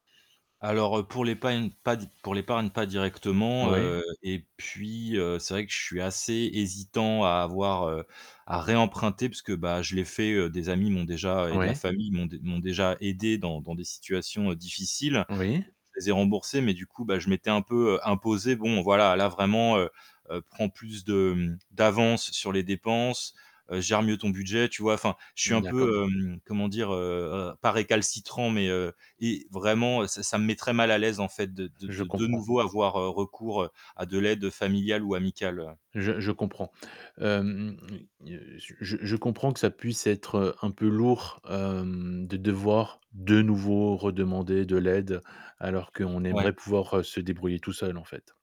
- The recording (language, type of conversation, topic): French, advice, Comment gérez-vous le stress provoqué par une facture imprévue qui dépasse vos économies ?
- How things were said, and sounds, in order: static; distorted speech; tapping; stressed: "de nouveau"